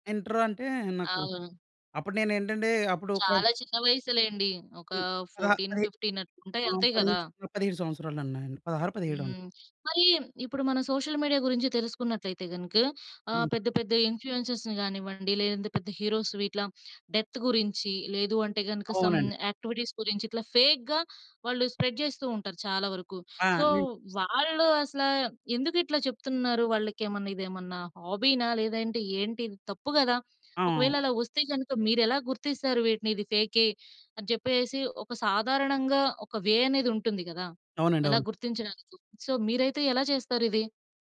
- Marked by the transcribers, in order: in English: "ఫోర్టీన్ ఫిఫ్టీన్"; other noise; in English: "సోషల్ మీడియా"; other background noise; in English: "ఇన్‌ఫ్లుయెన్సర్స్‌ని"; in English: "హీరోస్‌వి"; in English: "సమ్ యాక్టివిటీస్"; in English: "ఫేక్‌గా"; in English: "స్ప్రెడ్"; in English: "సో"; in English: "హాబీనా!"; in English: "వే"; in English: "సో"
- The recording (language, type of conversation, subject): Telugu, podcast, ఫేక్ న్యూస్‌ను మీరు ఎలా గుర్తిస్తారు?